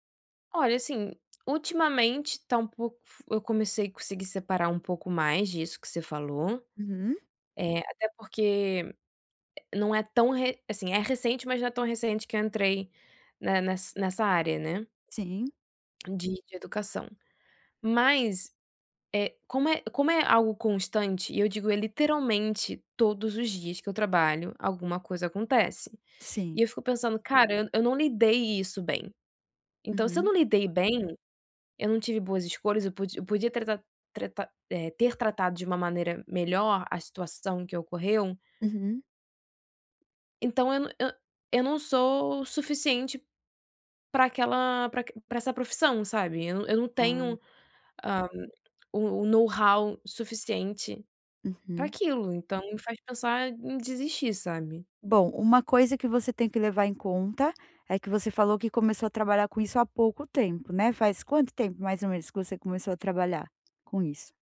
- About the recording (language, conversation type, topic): Portuguese, advice, Como posso parar de me criticar tanto quando me sinto rejeitado ou inadequado?
- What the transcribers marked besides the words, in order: tapping; in English: "know-how"